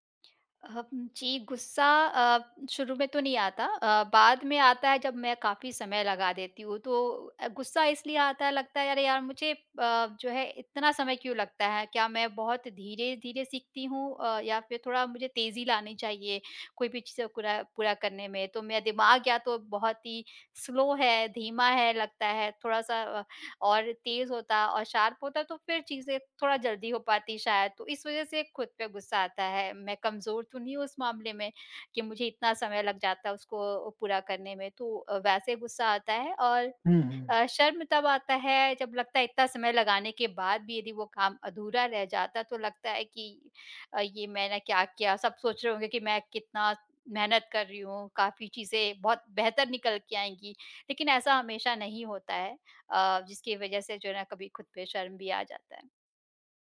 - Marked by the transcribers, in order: in English: "स्लो"; in English: "शार्प"
- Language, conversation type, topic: Hindi, advice, परफेक्शनिज्म के कारण काम पूरा न होने और खुद पर गुस्सा व शर्म महसूस होने का आप पर क्या असर पड़ता है?